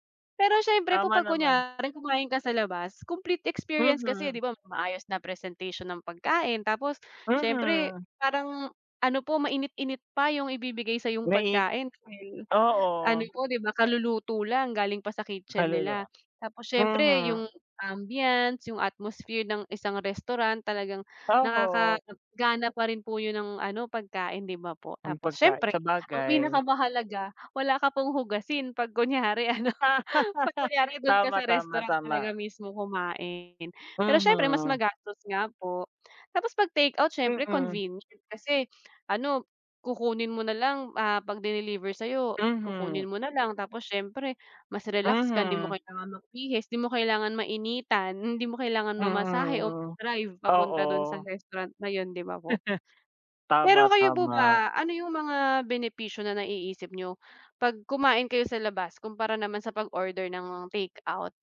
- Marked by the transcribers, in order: other noise; other background noise; tapping; in English: "ambiance"; laughing while speaking: "ano"; laugh; chuckle
- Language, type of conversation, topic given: Filipino, unstructured, Ano ang opinyon mo sa pagkain sa labas kumpara sa pag-order ng pagkain para iuwi?